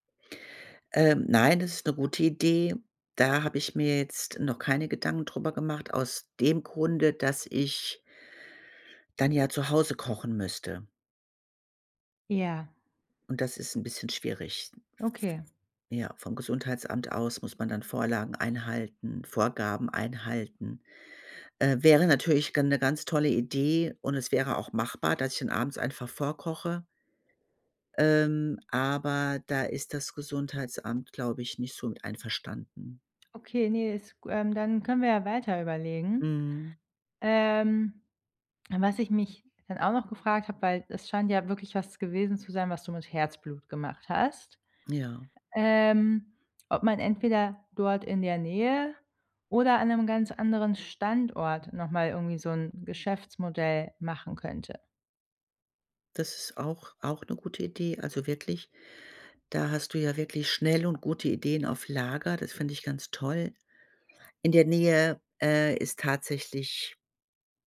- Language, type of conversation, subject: German, advice, Wie kann ich loslassen und meine Zukunft neu planen?
- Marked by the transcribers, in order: other background noise